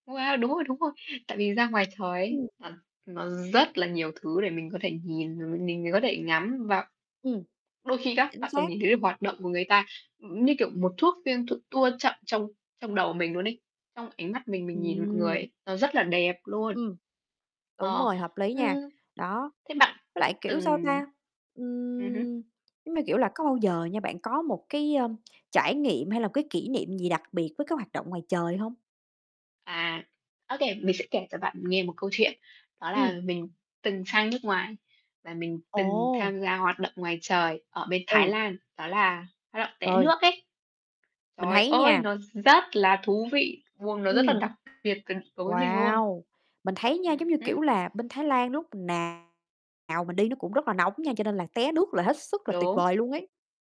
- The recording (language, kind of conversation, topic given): Vietnamese, unstructured, Bạn có thích thử các hoạt động ngoài trời không, và vì sao?
- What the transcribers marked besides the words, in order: static; distorted speech; tapping; "được" said as "tược"; other background noise; bird